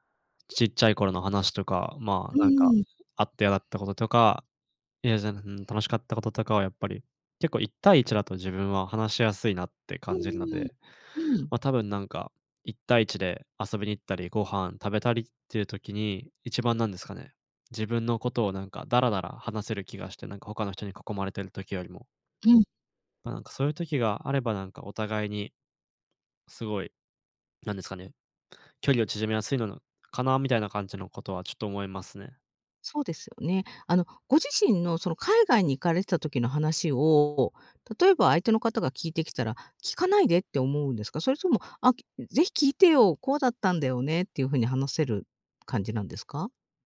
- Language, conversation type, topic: Japanese, advice, 周囲に理解されず孤独を感じることについて、どのように向き合えばよいですか？
- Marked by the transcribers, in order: other background noise